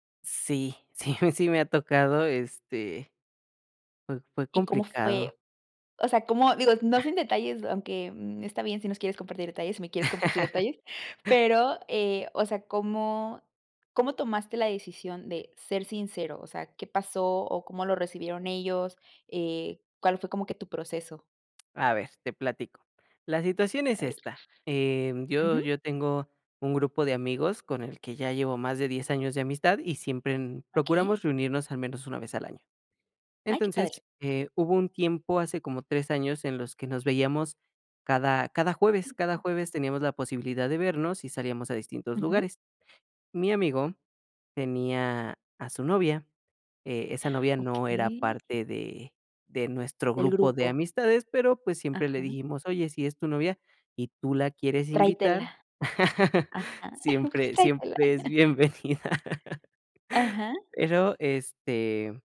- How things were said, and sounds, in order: laughing while speaking: "sí me ha tocado"; other noise; chuckle; other background noise; laughing while speaking: "Tráetela"; laugh; laughing while speaking: "bienvenida"
- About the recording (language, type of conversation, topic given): Spanish, podcast, ¿Qué valoras más en tus amigos: la lealtad o la sinceridad?